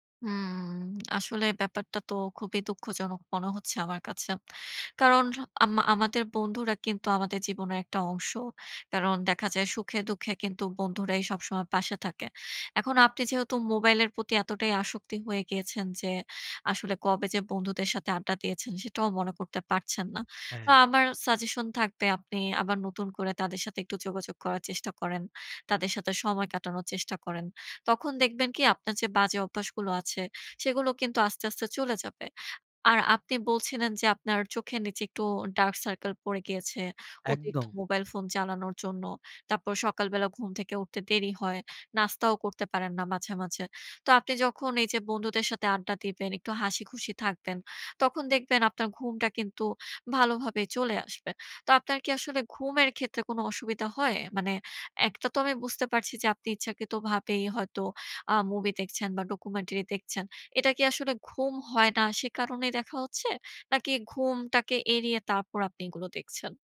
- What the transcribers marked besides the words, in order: in English: "dark circle"
- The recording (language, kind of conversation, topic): Bengali, advice, রাতে ফোন ব্যবহার কমিয়ে ঘুম ঠিক করার চেষ্টা বারবার ব্যর্থ হওয়ার কারণ কী হতে পারে?